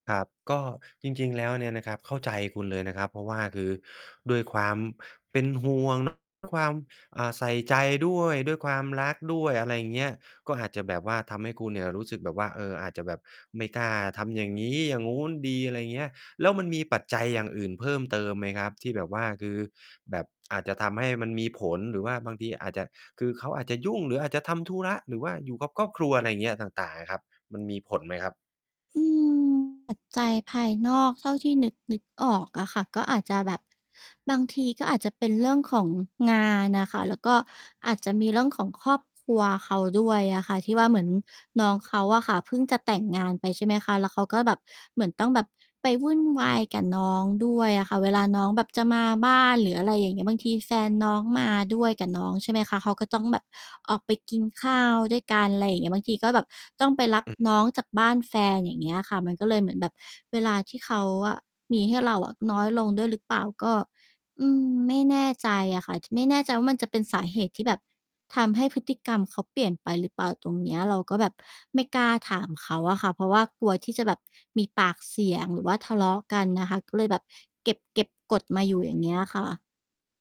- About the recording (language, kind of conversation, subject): Thai, advice, คุณรู้สึกอย่างไรเมื่อรู้สึกว่าแฟนไม่ค่อยสนใจหรือไม่ค่อยมีเวลาให้คุณ?
- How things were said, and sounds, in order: mechanical hum; tsk; other background noise; distorted speech; other noise